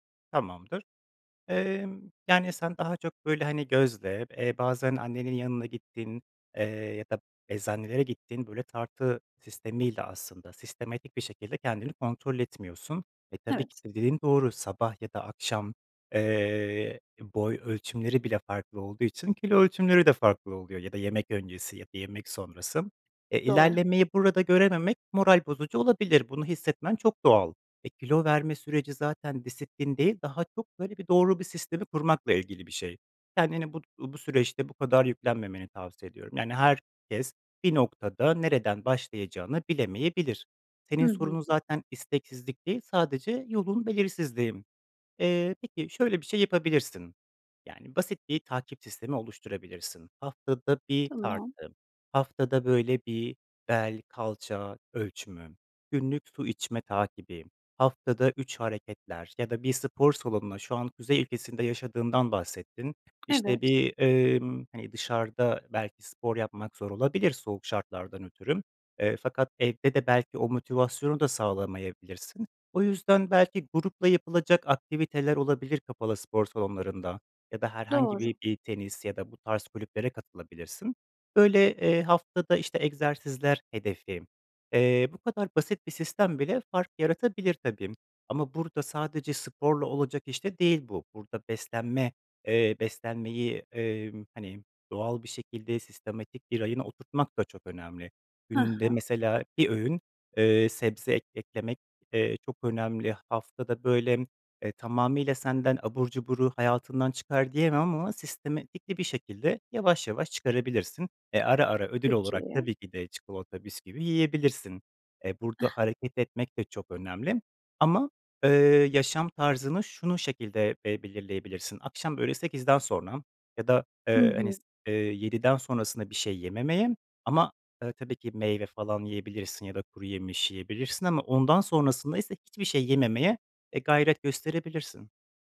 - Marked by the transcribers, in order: tapping; other noise
- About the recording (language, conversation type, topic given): Turkish, advice, Hedeflerimdeki ilerlemeyi düzenli olarak takip etmek için nasıl bir plan oluşturabilirim?